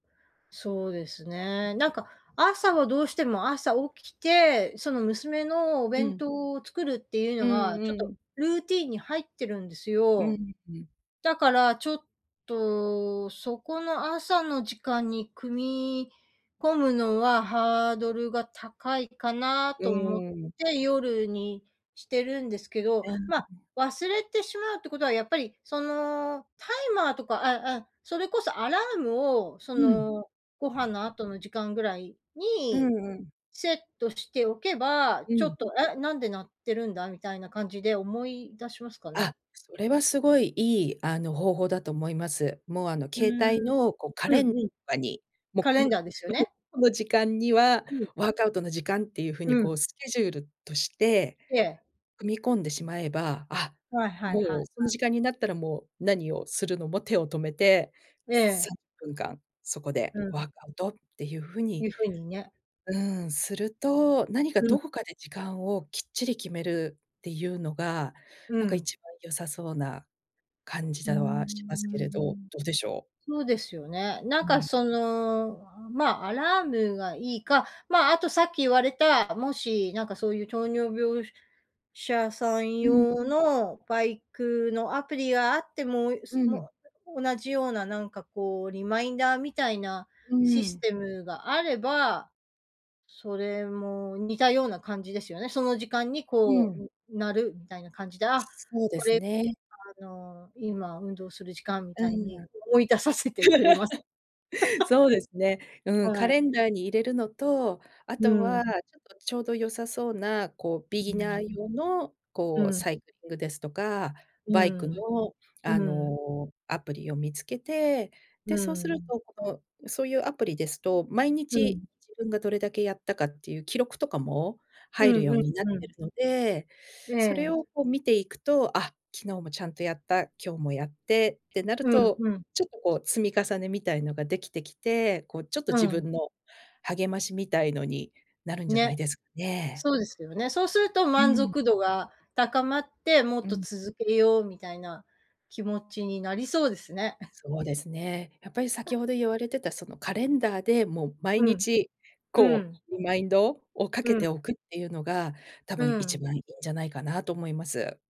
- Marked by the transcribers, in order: other background noise; unintelligible speech; unintelligible speech; unintelligible speech; laugh; laughing while speaking: "思い出させてくれます"; laugh; chuckle
- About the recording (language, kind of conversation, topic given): Japanese, advice, 自宅でのワークアウトに集中できず続かないのですが、どうすれば続けられますか？